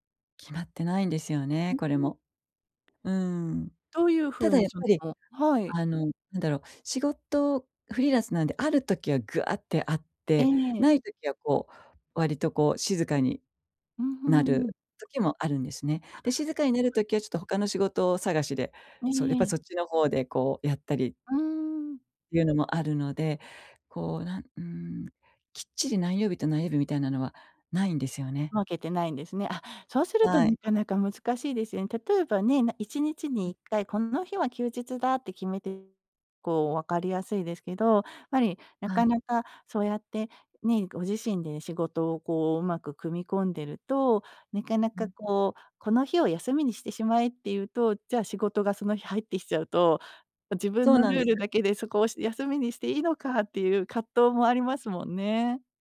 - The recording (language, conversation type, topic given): Japanese, advice, 仕事と私生活の境界を守るには、まず何から始めればよいですか？
- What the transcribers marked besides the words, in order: none